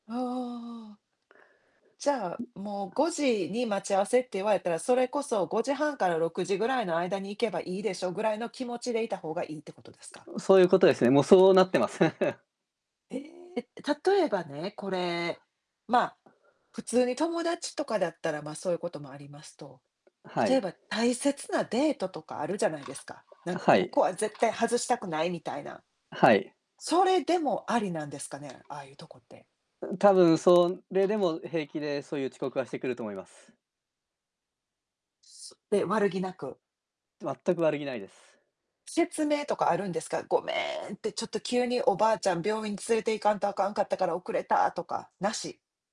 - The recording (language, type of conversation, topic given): Japanese, unstructured, 文化に触れて驚いたことは何ですか？
- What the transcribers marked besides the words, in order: other background noise; tapping; static; chuckle; distorted speech